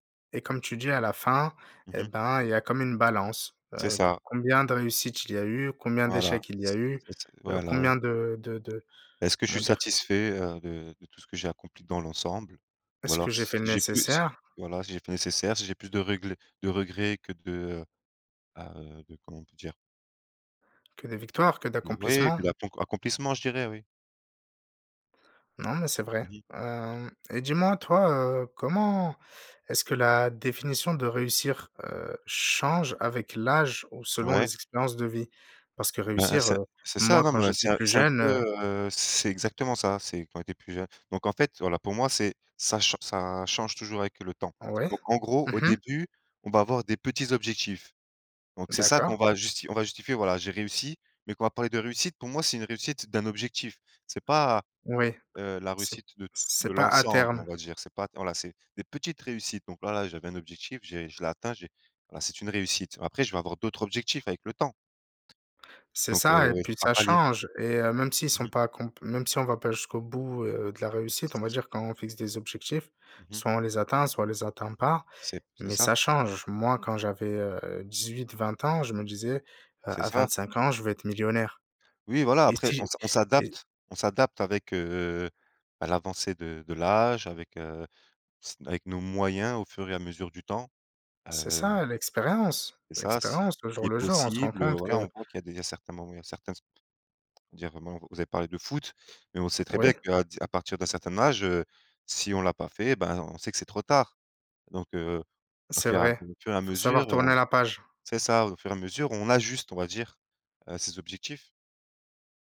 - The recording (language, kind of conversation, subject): French, unstructured, Qu’est-ce que réussir signifie pour toi ?
- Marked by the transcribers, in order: tapping; other background noise